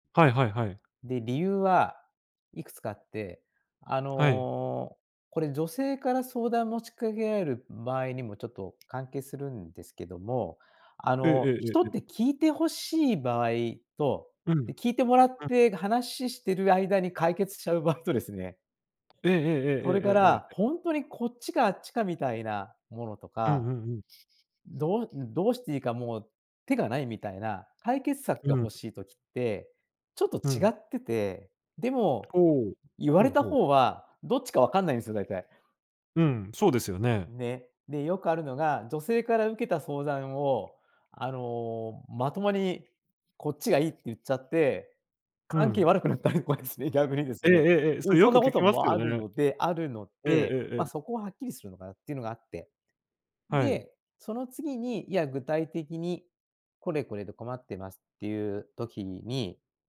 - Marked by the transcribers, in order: tapping; laughing while speaking: "場合"; laughing while speaking: "悪くなったりとかですね、逆にですね"
- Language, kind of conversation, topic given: Japanese, podcast, 人に助けを求めるとき、どのように頼んでいますか？
- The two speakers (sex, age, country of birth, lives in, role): male, 25-29, Japan, Japan, host; male, 60-64, Japan, Japan, guest